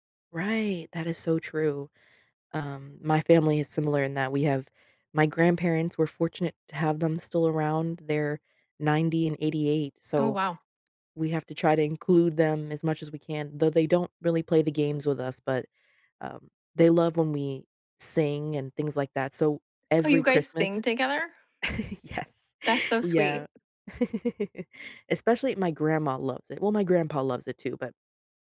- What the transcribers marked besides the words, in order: laugh; laughing while speaking: "Yes"; laugh; tapping
- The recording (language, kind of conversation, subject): English, unstructured, How do you usually spend time with your family?